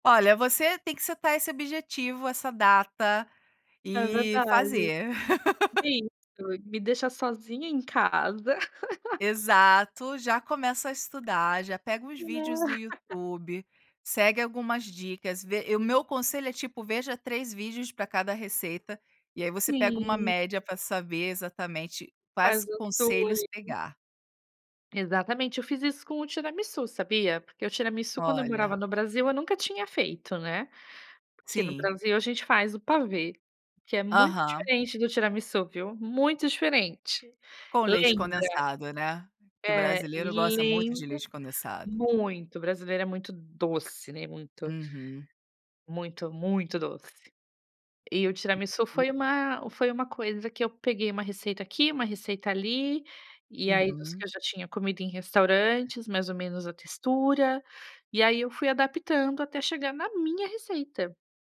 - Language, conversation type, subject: Portuguese, podcast, O que te encanta na prática de cozinhar?
- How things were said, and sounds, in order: laugh; laugh; laugh; unintelligible speech; other background noise